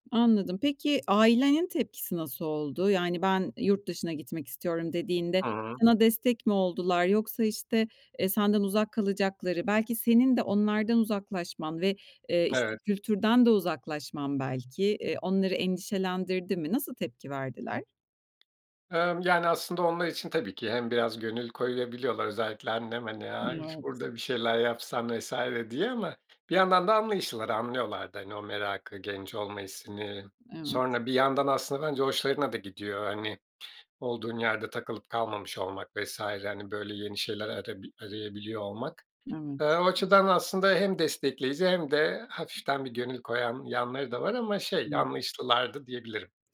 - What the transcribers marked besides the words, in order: other background noise; tapping; unintelligible speech
- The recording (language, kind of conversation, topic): Turkish, podcast, Çok kültürlü olmak seni nerede zorladı, nerede güçlendirdi?